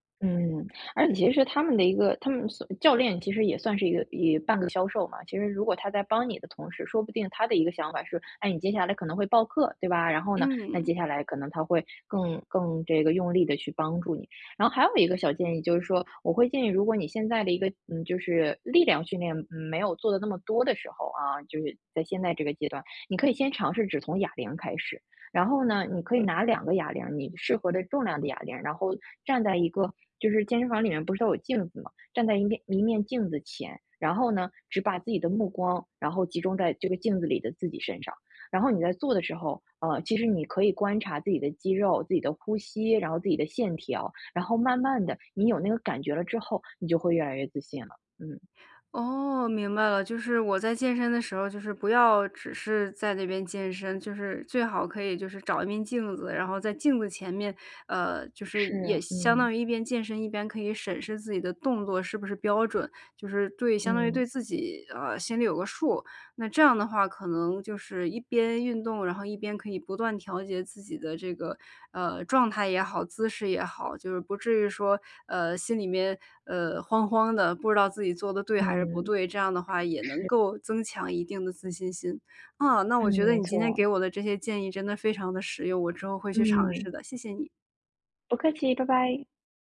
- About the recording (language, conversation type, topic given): Chinese, advice, 如何在健身时建立自信？
- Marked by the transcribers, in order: other background noise